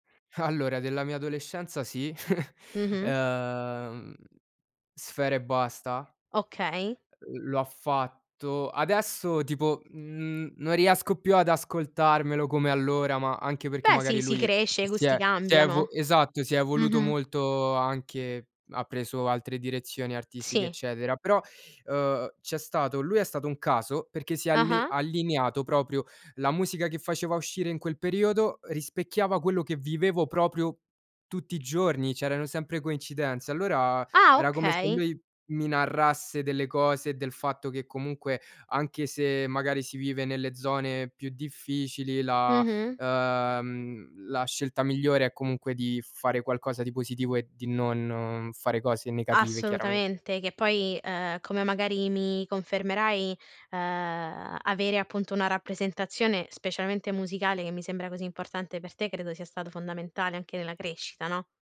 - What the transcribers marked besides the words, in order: chuckle; tapping
- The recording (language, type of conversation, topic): Italian, podcast, In che modo la musica influenza il tuo umore ogni giorno?